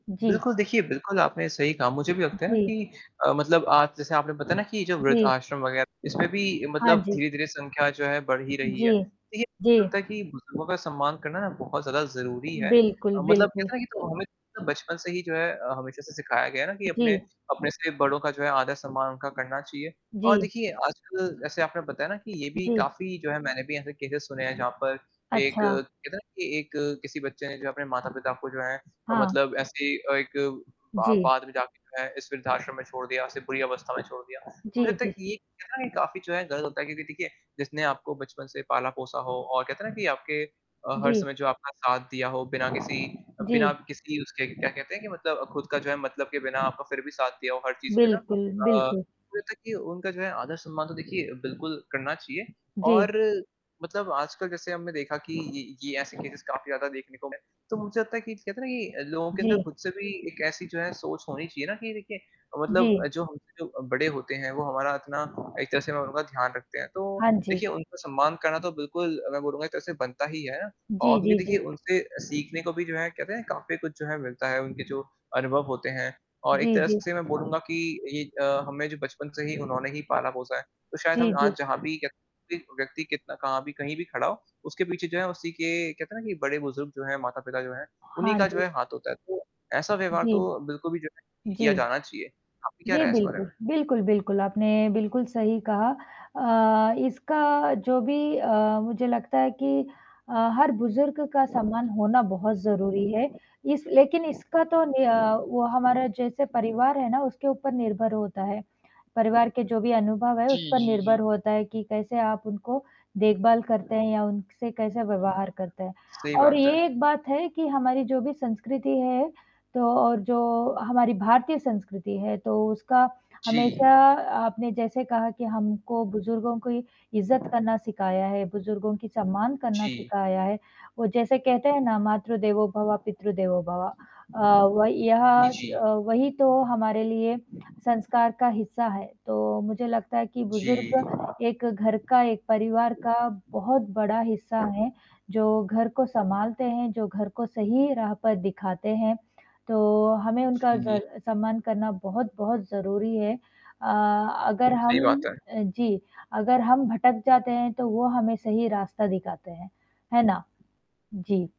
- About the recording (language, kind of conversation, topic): Hindi, unstructured, क्या आपको लगता है कि हम अपने बुजुर्गों का पर्याप्त सम्मान करते हैं?
- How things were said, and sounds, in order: static; distorted speech; in English: "केसेज़"; in English: "केसेज़"; tapping; other background noise